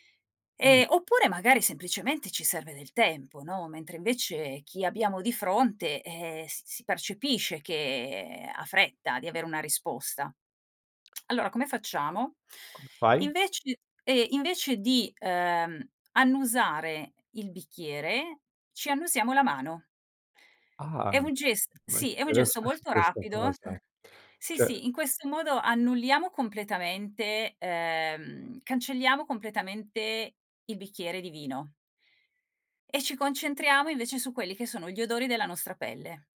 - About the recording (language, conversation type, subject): Italian, podcast, Qual è una tecnica semplice e veloce per ripartire subito?
- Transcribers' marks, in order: drawn out: "che"; tongue click; unintelligible speech; laughing while speaking: "interessante"; giggle